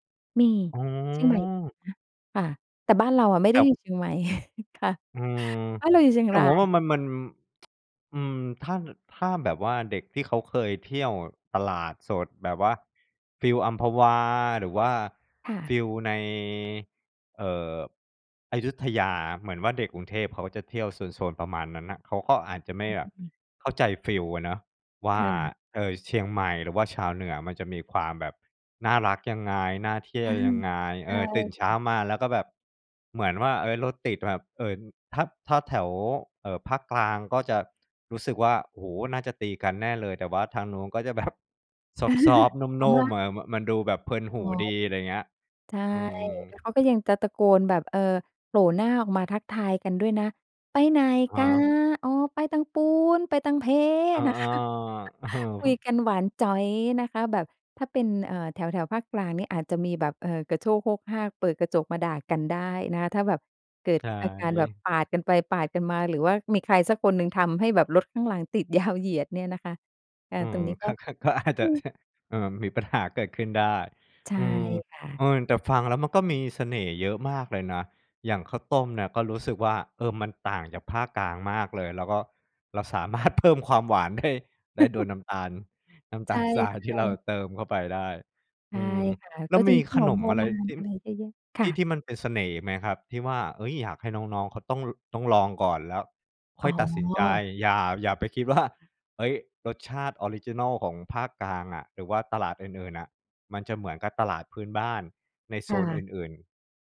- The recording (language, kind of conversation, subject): Thai, podcast, ตลาดสดใกล้บ้านของคุณมีเสน่ห์อย่างไร?
- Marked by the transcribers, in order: chuckle; tsk; chuckle; chuckle; other background noise; other noise; laughing while speaking: "ค่ะ"; chuckle; chuckle; laughing while speaking: "ก็อาจจะ"; laughing while speaking: "เพิ่ม"; chuckle; laughing while speaking: "ได้"; laughing while speaking: "น้ำตาลทราย"